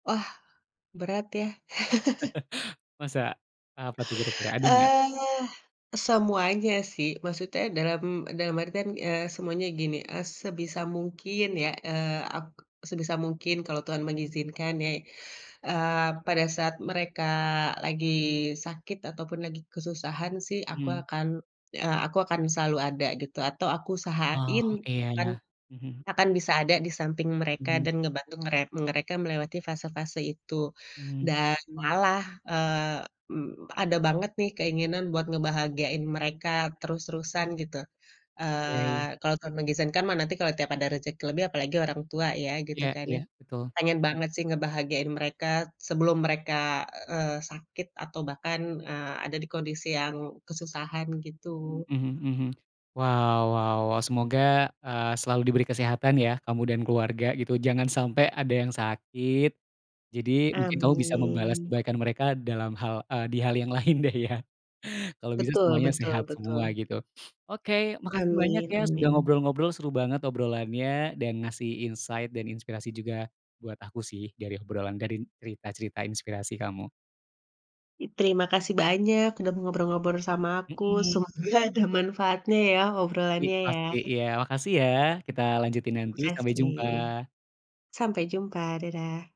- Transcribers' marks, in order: laugh; inhale; other background noise; drawn out: "Amin"; laugh; snort; in English: "insight"; tapping; laughing while speaking: "semoga ada"
- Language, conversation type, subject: Indonesian, podcast, Apa peran keluarga dalam membantu proses pemulihanmu?